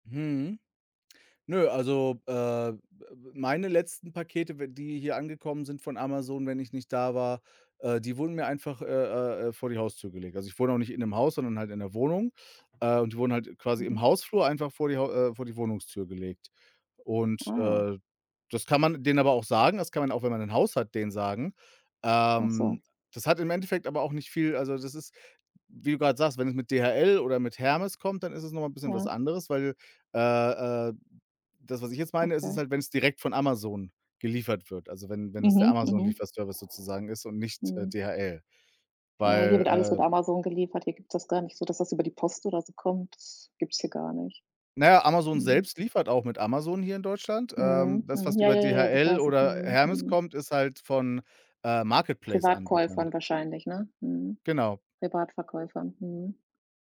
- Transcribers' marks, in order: other background noise
- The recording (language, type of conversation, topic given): German, unstructured, Wie reagierst du, wenn du Geldverschwendung siehst?